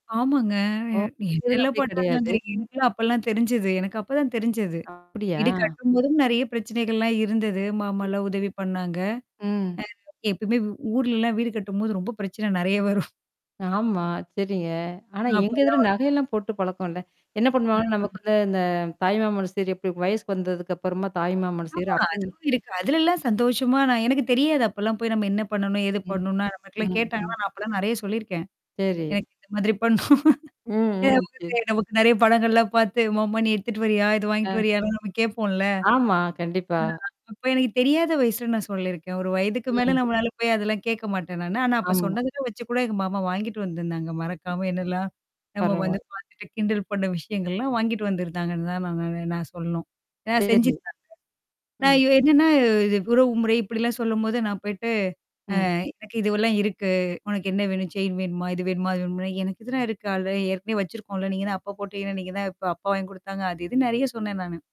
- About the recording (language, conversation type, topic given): Tamil, podcast, உறவுகளில் கடினமான உண்மைகளை சொல்ல வேண்டிய நேரத்தில், இரக்கம் கலந்த அணுகுமுறையுடன் எப்படிப் பேச வேண்டும்?
- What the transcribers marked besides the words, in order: distorted speech; "என்னால்லாம்" said as "எட்டல்லாம்"; static; tapping; laugh; unintelligible speech; laughing while speaking: "பண்ணணும்"; other noise; in English: "அல்ரெடி"